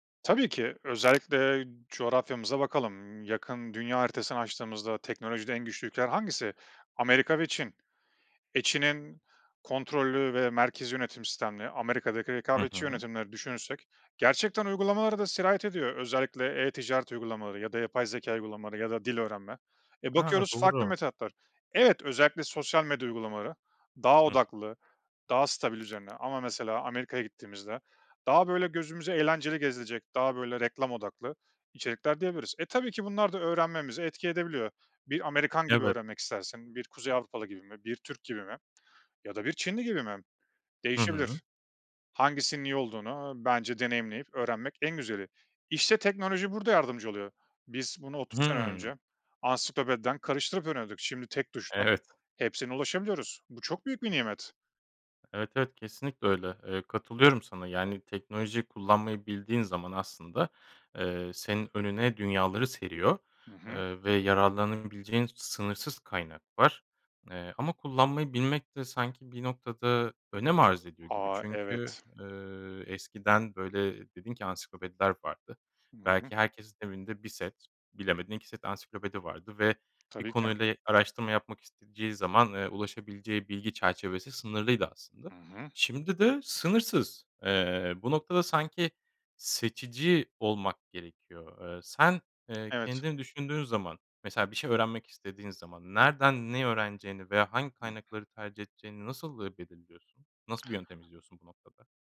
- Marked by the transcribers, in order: other background noise; tapping
- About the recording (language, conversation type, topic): Turkish, podcast, Teknoloji öğrenme biçimimizi nasıl değiştirdi?